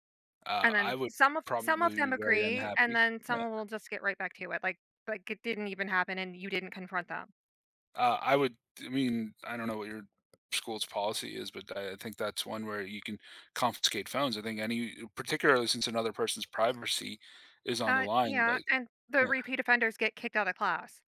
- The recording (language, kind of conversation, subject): English, unstructured, In what ways have smartphones influenced our daily habits and relationships?
- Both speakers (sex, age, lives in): female, 35-39, United States; male, 35-39, United States
- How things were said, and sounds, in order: none